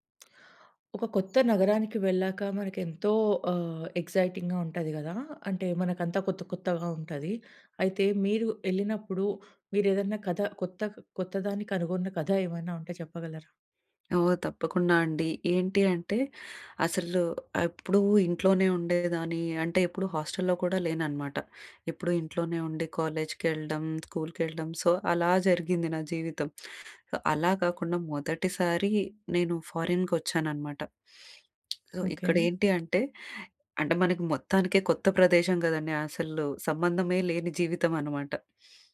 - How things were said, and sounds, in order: other background noise; in English: "ఎక్సైటింగ్‍గా"; in English: "హాస్టల్లో"; in English: "సో"; in English: "సో"; in English: "ఫారిన్‍కి"
- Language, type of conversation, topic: Telugu, podcast, ఒక నగరాన్ని సందర్శిస్తూ మీరు కొత్తదాన్ని కనుగొన్న అనుభవాన్ని కథగా చెప్పగలరా?